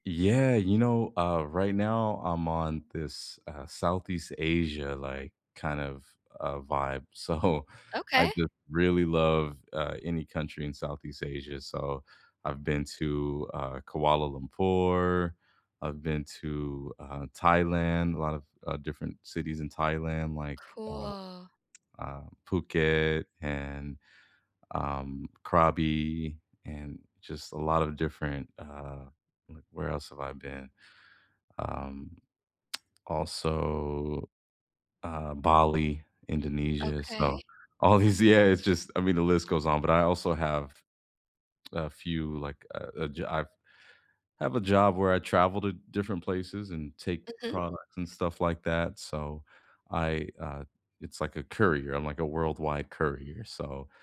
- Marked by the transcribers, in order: laughing while speaking: "So"; drawn out: "Cool"; tsk; drawn out: "also"; laughing while speaking: "all these yeah"
- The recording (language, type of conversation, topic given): English, unstructured, What’s one place that completely changed your perspective?
- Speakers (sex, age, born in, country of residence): female, 40-44, United States, United States; male, 40-44, United States, United States